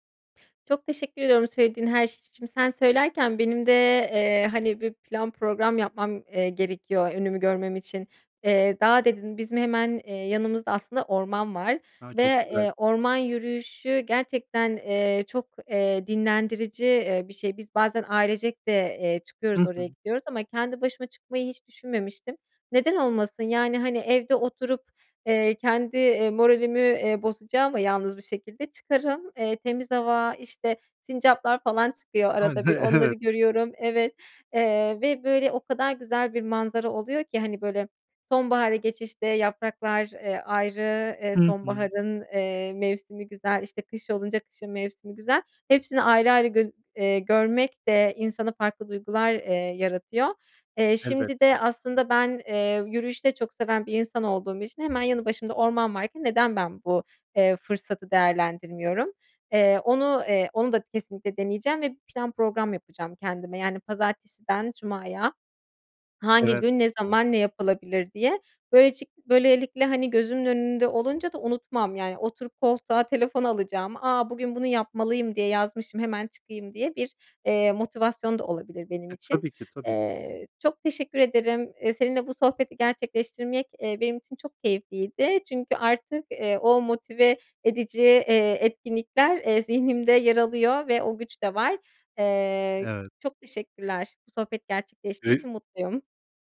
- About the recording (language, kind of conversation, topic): Turkish, advice, Boş zamanlarınızı değerlendiremediğinizde kendinizi amaçsız hissediyor musunuz?
- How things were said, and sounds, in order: other background noise; unintelligible speech; laughing while speaking: "E evet"; unintelligible speech; unintelligible speech